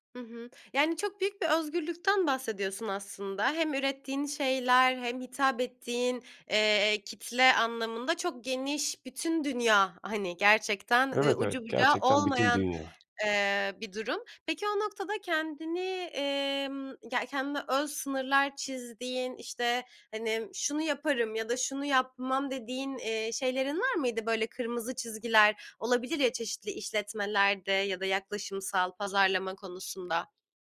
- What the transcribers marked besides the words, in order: other background noise; tapping
- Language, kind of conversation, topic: Turkish, podcast, Bir hobini mesleğe dönüştürme fikri seni cezbediyor mu?